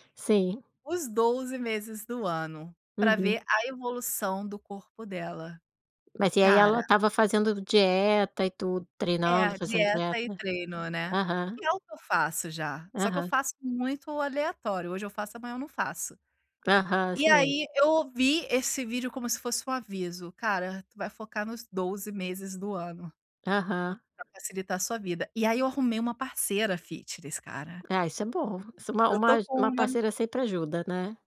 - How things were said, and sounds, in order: tapping; other background noise; in English: "fitness"
- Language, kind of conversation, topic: Portuguese, advice, Como posso recuperar a confiança no trabalho e evitar repetir erros antigos?